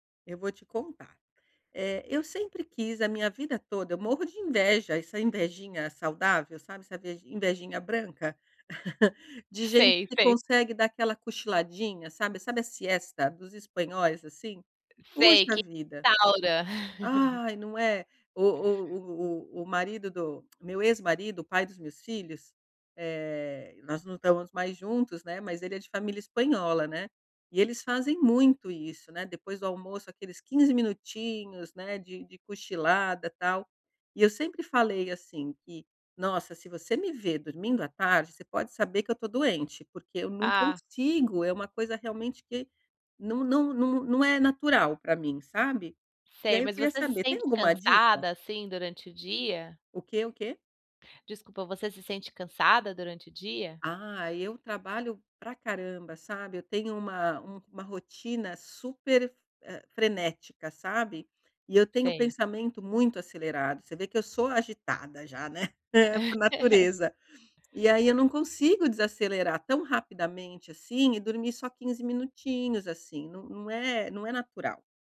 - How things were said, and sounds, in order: chuckle; in Spanish: "siesta"; tapping; unintelligible speech; chuckle; tongue click; chuckle; laugh
- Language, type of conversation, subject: Portuguese, advice, Como posso usar cochilos para aumentar minha energia durante o dia?